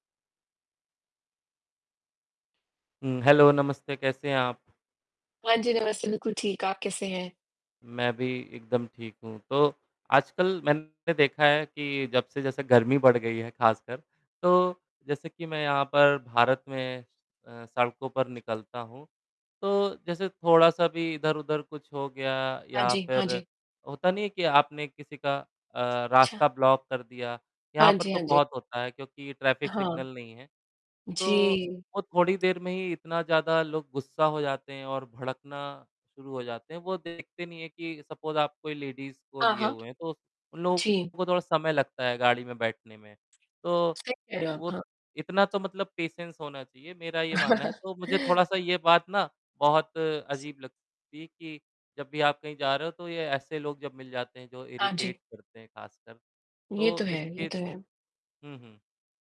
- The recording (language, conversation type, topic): Hindi, unstructured, आपके हिसाब से यात्रा के दौरान आपको सबसे ज़्यादा किस बात पर गुस्सा आता है?
- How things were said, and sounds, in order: static; in English: "हेलो"; mechanical hum; distorted speech; in English: "ब्लॉक"; in English: "सपोज़"; in English: "लेडीज़"; in English: "पेशेंस"; chuckle; in English: "इरिटेट"